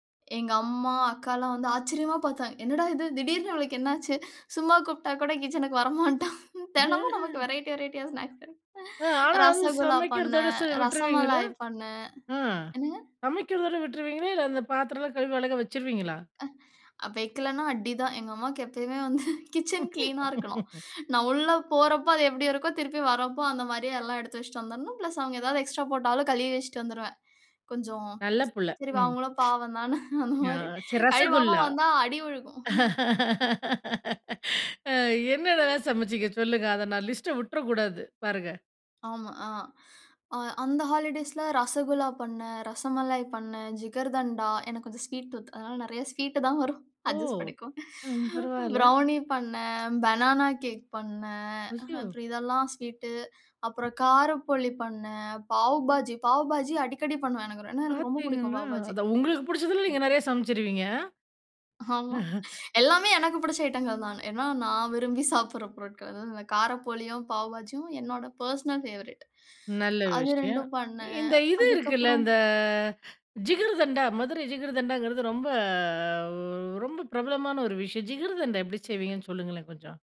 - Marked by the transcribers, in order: unintelligible speech; laughing while speaking: "வரமாட்டா. தெனமும் நமக்கு வெரைட்டி வெரைட்டியா ஸ்நாக்ஸ் கெடைக்குது"; in English: "வெரைட்டி வெரைட்டியா ஸ்நாக்ஸ்"; laughing while speaking: "வந்து"; laugh; in English: "பிளஸ்"; laughing while speaking: "தான அந்த மாரி, கழுவாம வந்தா அடி விழுகும்"; laughing while speaking: "அ என்னென்னலாம் சமைச்சீங்க சொல்லுங்க"; in English: "ஹாலிடேஸ்ல"; in English: "ஸ்வீட் டூத்"; laughing while speaking: "தான் வரும். அட்ஜஸ்ட் பண்ணிக்கோங்க"; in English: "அட்ஜஸ்ட்"; in English: "ப்ரௌனி"; in English: "பெனானா கேக்"; other background noise; laughing while speaking: "ஆமா"; laugh; laughing while speaking: "சாப்புட்ற"; in English: "பெர்சனல் ஃபேவரைட்"; drawn out: "ரொம்ப"
- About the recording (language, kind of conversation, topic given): Tamil, podcast, சமையல் அல்லது அடுப்பில் சுட்டுப் பொரியல் செய்வதை மீண்டும் ஒரு பொழுதுபோக்காகத் தொடங்க வேண்டும் என்று உங்களுக்கு எப்படி எண்ணம் வந்தது?